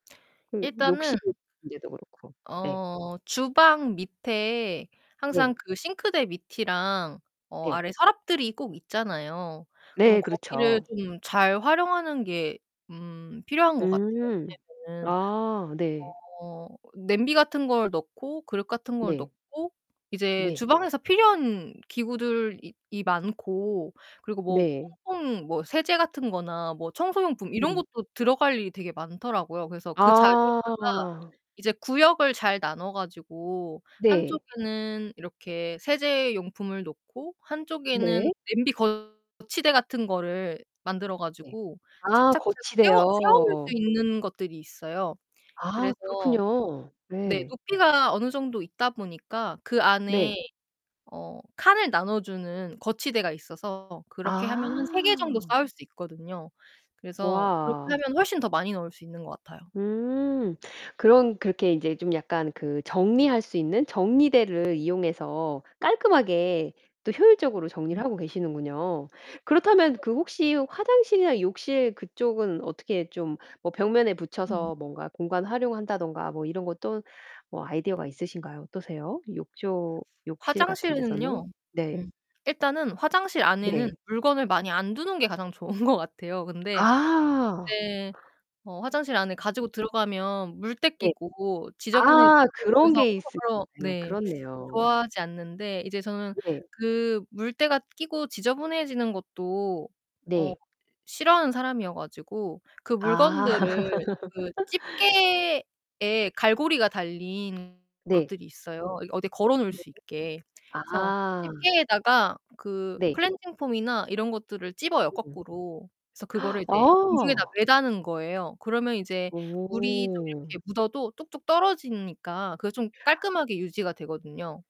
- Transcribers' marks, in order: distorted speech; other background noise; tapping; laughing while speaking: "좋은 것"; unintelligible speech; unintelligible speech; laugh; gasp
- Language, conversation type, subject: Korean, podcast, 작은 공간에서도 수납을 잘할 수 있는 아이디어는 무엇인가요?